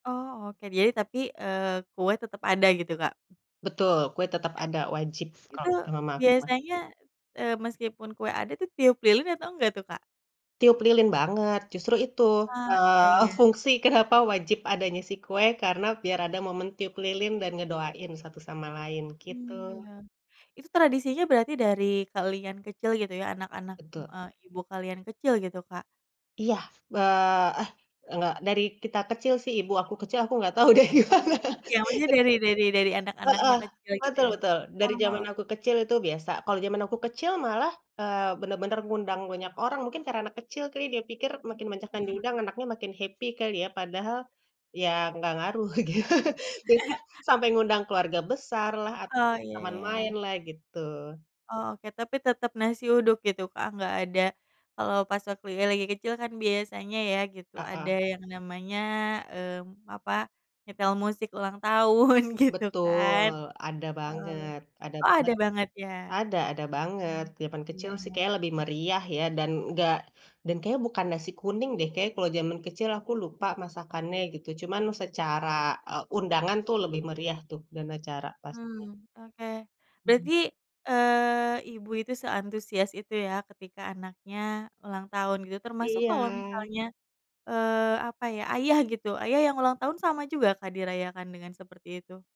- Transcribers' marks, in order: tapping; laughing while speaking: "fungsi"; laughing while speaking: "deh gimana"; laugh; in English: "happy"; chuckle; laughing while speaking: "gitu"; laughing while speaking: "tahun"; unintelligible speech
- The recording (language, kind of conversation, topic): Indonesian, podcast, Bagaimana keluarga kalian merayakan ulang tahun?